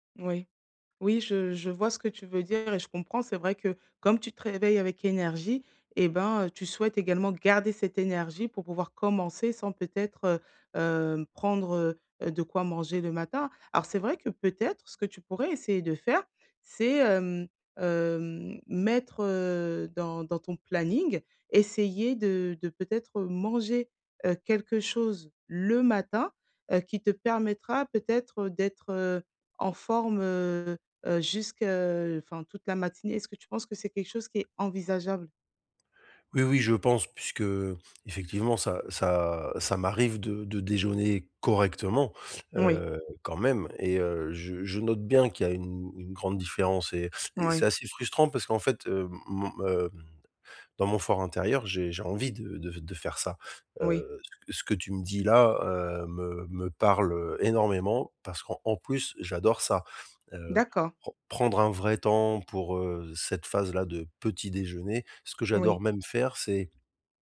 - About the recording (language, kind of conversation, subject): French, advice, Comment garder mon énergie et ma motivation tout au long de la journée ?
- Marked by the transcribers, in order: stressed: "garder"; stressed: "le matin"